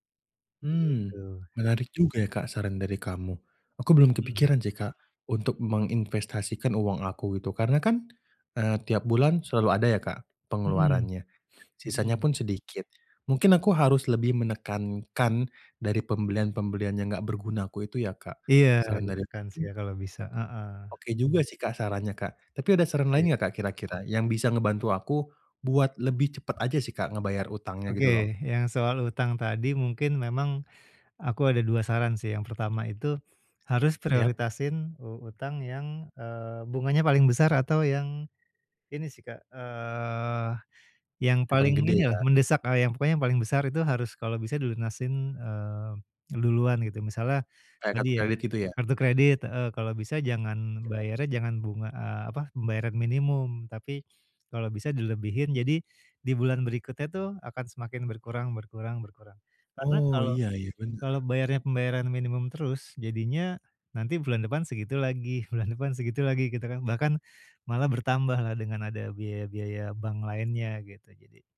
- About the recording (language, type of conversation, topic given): Indonesian, advice, Bagaimana cara mengatur anggaran agar bisa melunasi utang lebih cepat?
- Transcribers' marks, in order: sniff; unintelligible speech; laughing while speaking: "bulan"